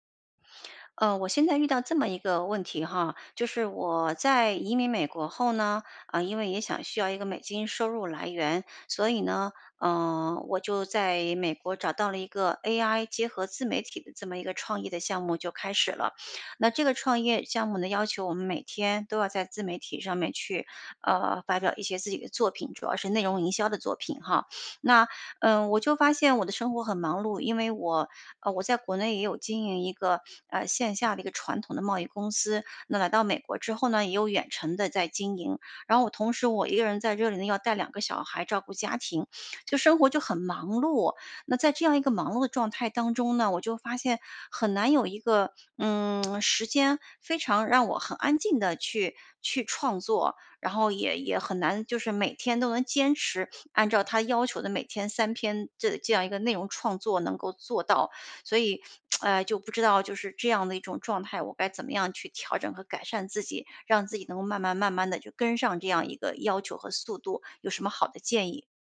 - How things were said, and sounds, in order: lip smack; tsk
- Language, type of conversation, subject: Chinese, advice, 生活忙碌时，我该如何养成每天创作的习惯？